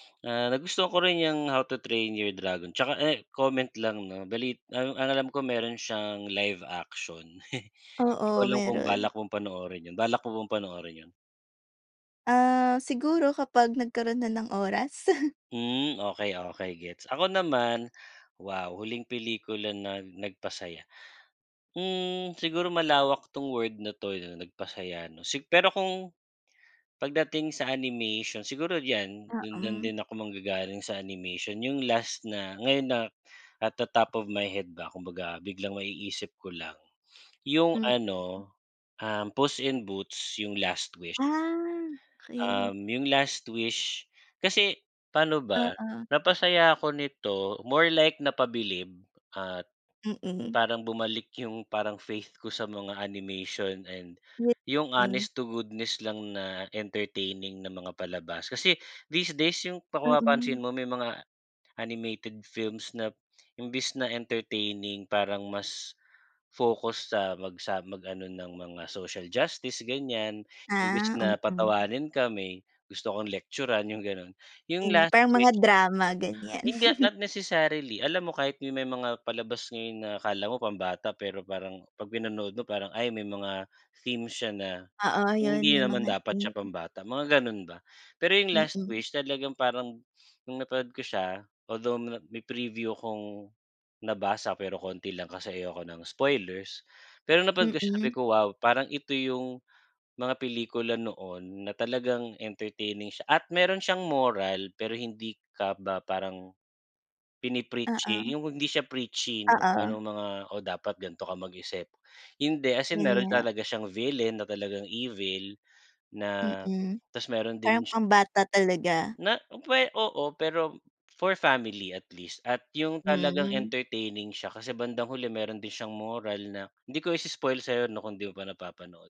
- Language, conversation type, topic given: Filipino, unstructured, Ano ang huling pelikulang talagang nagpasaya sa’yo?
- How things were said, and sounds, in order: other background noise; chuckle; in English: "villain"